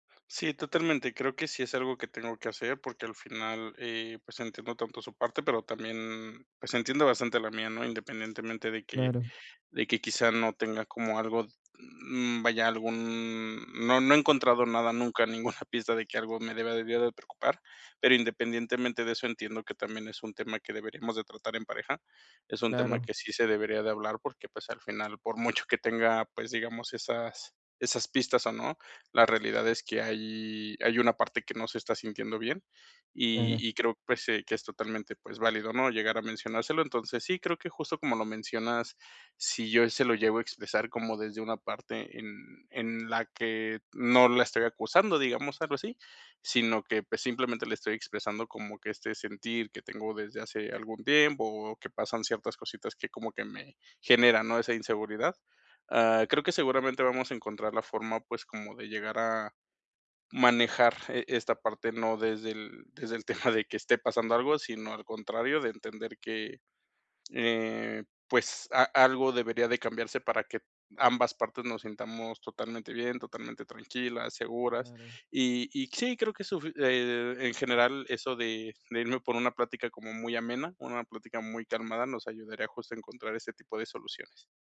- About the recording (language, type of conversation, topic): Spanish, advice, ¿Cómo puedo expresar mis inseguridades sin generar más conflicto?
- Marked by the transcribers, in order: laughing while speaking: "ninguna pista"